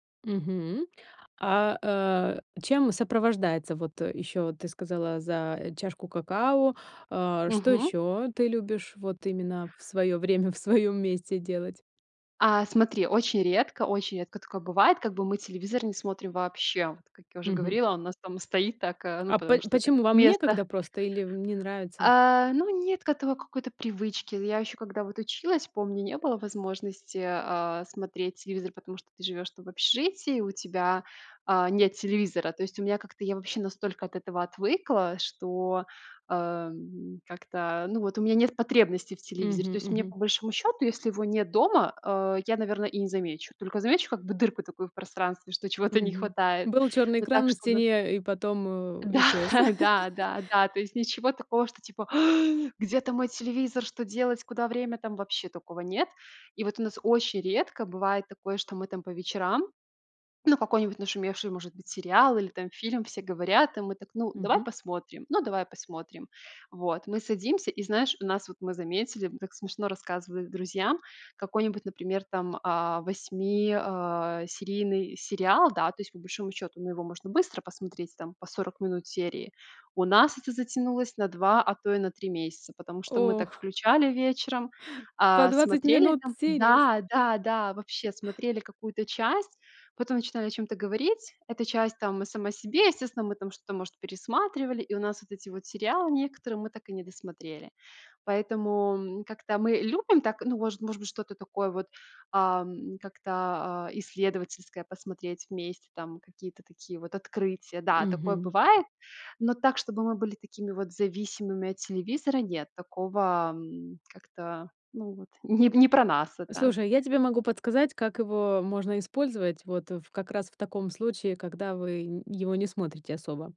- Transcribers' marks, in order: tapping; laughing while speaking: "Да"; chuckle; other background noise
- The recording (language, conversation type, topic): Russian, podcast, Где в доме тебе уютнее всего и почему?